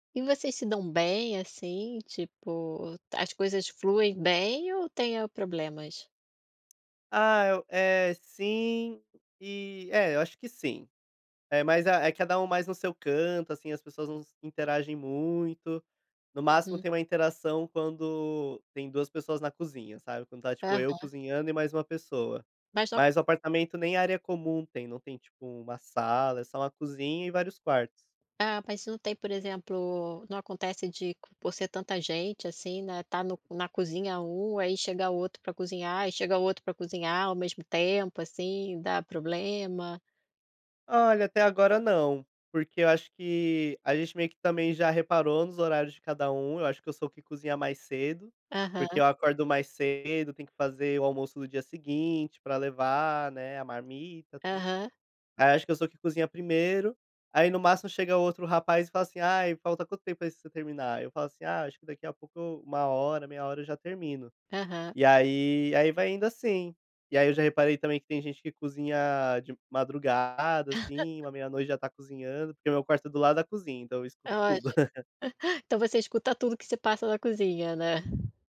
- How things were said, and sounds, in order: tapping; chuckle; laugh; chuckle
- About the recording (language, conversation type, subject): Portuguese, podcast, Como você supera o medo da mudança?